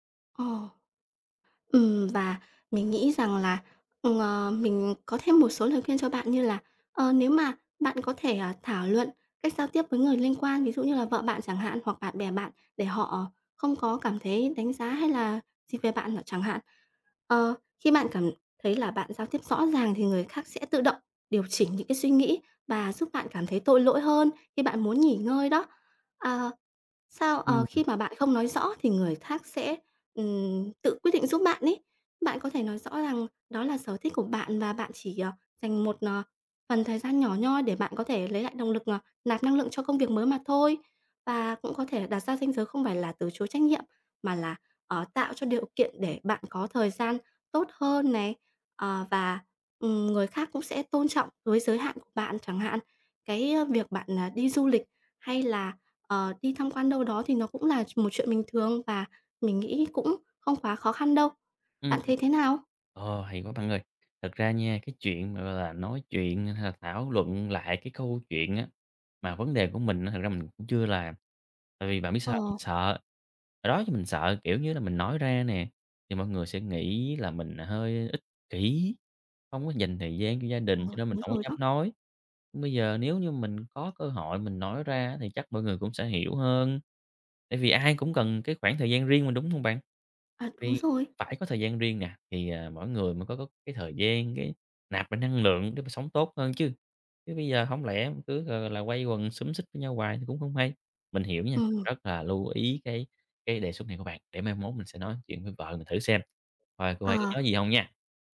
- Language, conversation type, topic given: Vietnamese, advice, Làm sao để dành thời gian cho sở thích mà không cảm thấy có lỗi?
- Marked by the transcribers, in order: tapping; other background noise